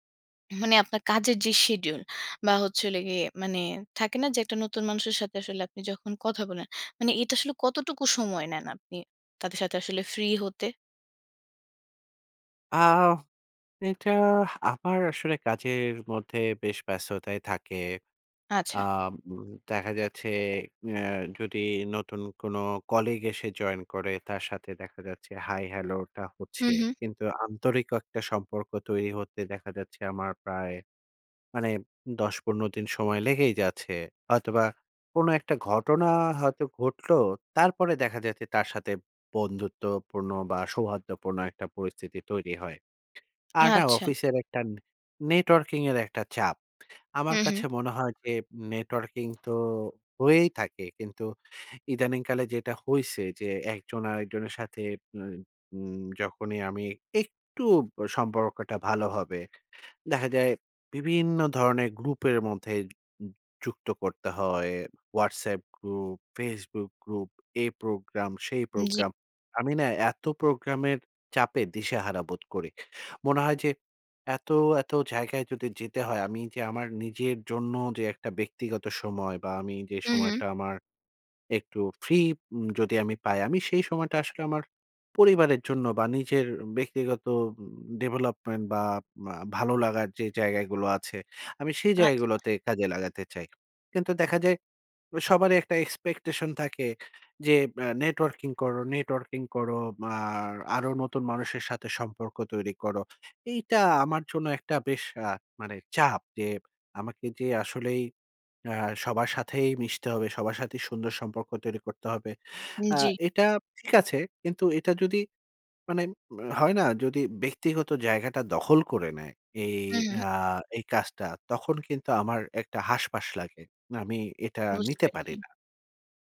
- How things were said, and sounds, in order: in English: "শিডিউল"; tapping; other noise; "হাসফাস" said as "হাসপাশ"
- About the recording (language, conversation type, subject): Bengali, advice, কর্মস্থলে মিশে যাওয়া ও নেটওয়ার্কিংয়ের চাপ কীভাবে সামলাব?